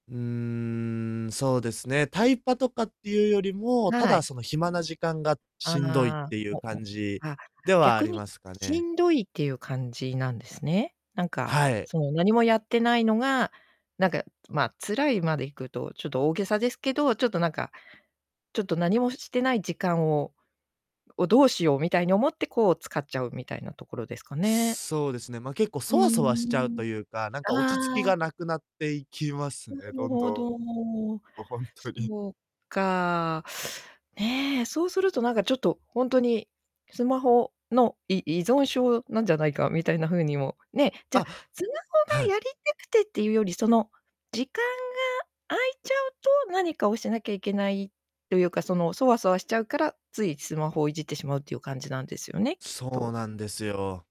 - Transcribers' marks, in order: distorted speech
- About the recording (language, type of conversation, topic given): Japanese, advice, SNSやスマホをつい使いすぎて時間を浪費し、集中できないのはなぜですか？
- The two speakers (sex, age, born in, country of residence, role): female, 55-59, Japan, Japan, advisor; male, 20-24, Japan, Japan, user